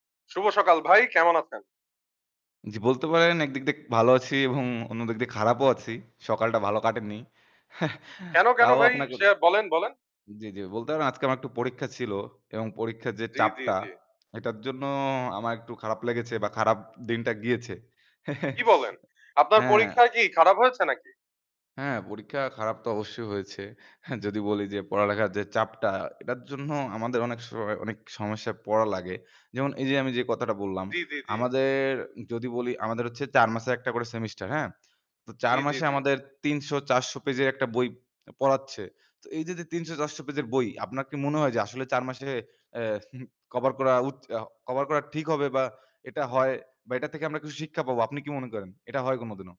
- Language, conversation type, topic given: Bengali, unstructured, পরীক্ষার চাপ কি শিক্ষার্থীদের জন্য বেশি ক্ষতিকর?
- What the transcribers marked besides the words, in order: scoff; static; joyful: "কেন, কেন ভাই? সে বলেন, বলেন"; chuckle; tapping; surprised: "কী বলেন!"; chuckle; scoff; "সময়" said as "সওয়"; alarm; scoff